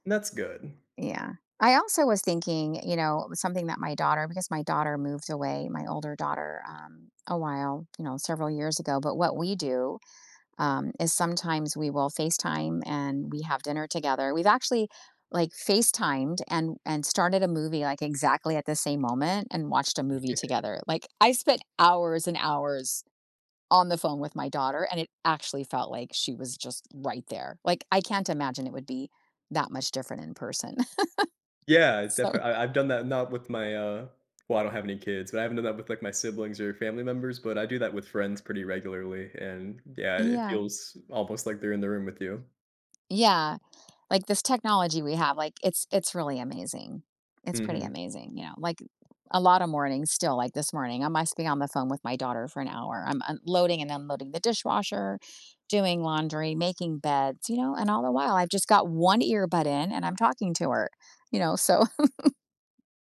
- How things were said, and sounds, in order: laughing while speaking: "Yeah"; laugh; other background noise; chuckle
- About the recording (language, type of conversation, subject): English, unstructured, What helps families build strong and lasting bonds?
- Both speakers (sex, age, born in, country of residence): female, 55-59, United States, United States; male, 30-34, United States, United States